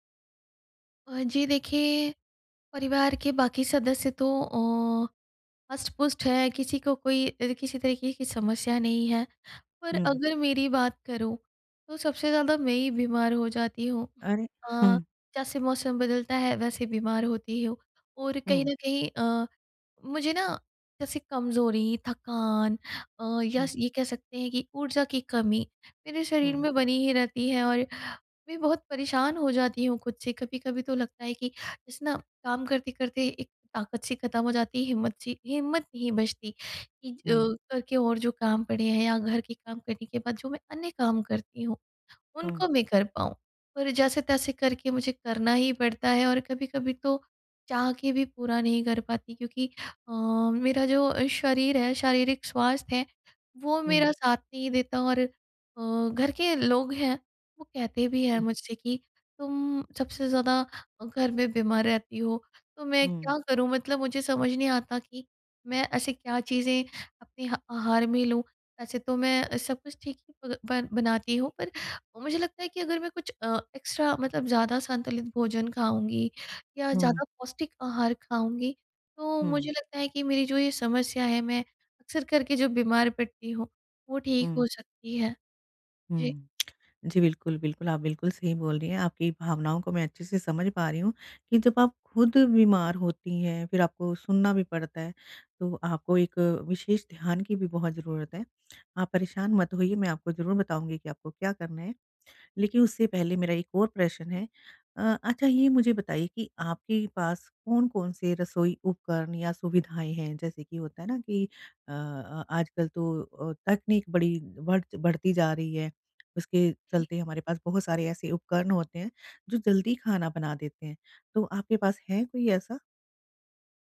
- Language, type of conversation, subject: Hindi, advice, सीमित बजट में आप रोज़ाना संतुलित आहार कैसे बना सकते हैं?
- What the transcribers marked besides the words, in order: in English: "एक्स्ट्रा"; tapping